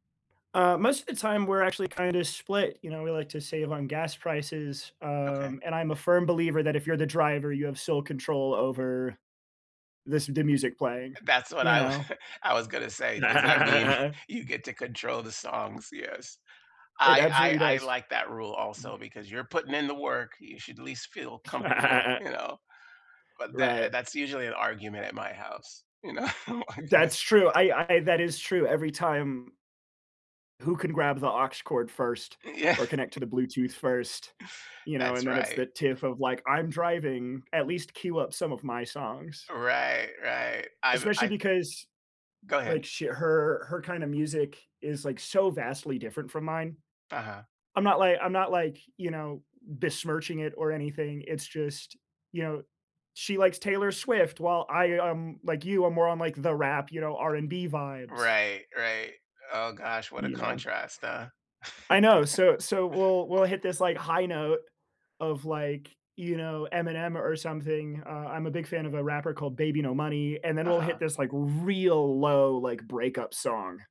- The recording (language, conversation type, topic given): English, unstructured, How should I use music to mark a breakup or celebration?
- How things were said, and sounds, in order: other background noise; tapping; laughing while speaking: "wa"; chuckle; laugh; laugh; laughing while speaking: "know"; laughing while speaking: "Uh, yeah"; chuckle; stressed: "real"